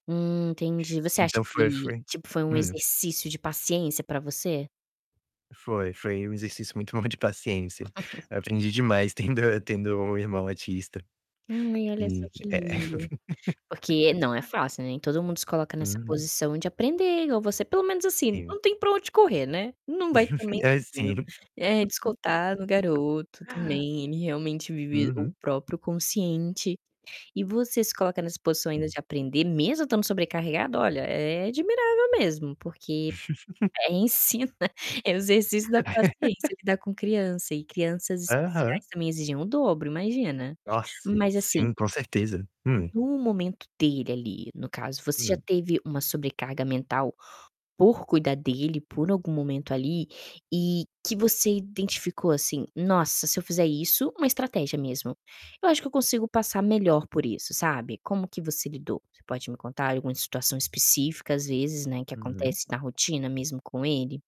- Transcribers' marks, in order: static; laugh; other background noise; laughing while speaking: "bom"; laughing while speaking: "tendo"; distorted speech; laugh; chuckle; laugh; chuckle; laughing while speaking: "ensina"; laugh; tapping
- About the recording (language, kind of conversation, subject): Portuguese, podcast, Como você cuida da sua saúde mental quando se sente sobrecarregado?
- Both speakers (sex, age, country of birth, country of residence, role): female, 25-29, Brazil, Spain, host; male, 20-24, Brazil, United States, guest